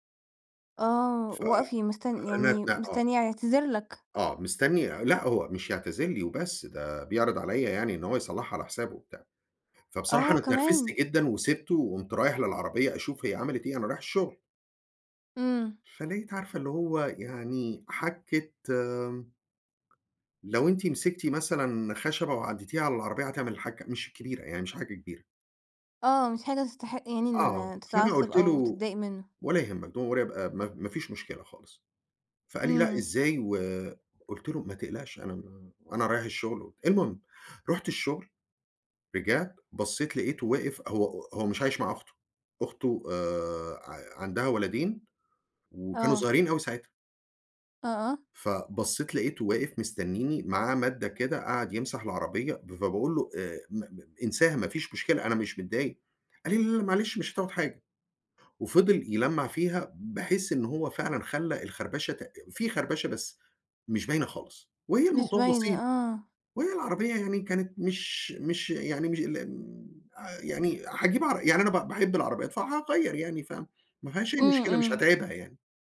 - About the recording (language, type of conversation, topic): Arabic, podcast, إيه معنى كلمة جيرة بالنسبة لك؟
- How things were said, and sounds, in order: in English: "don't worry ab"; tapping